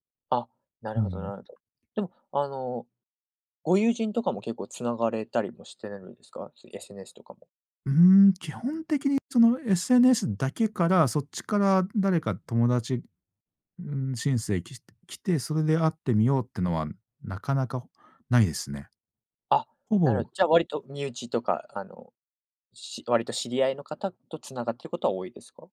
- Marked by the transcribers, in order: tapping
- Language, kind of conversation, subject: Japanese, podcast, SNSと気分の関係をどう捉えていますか？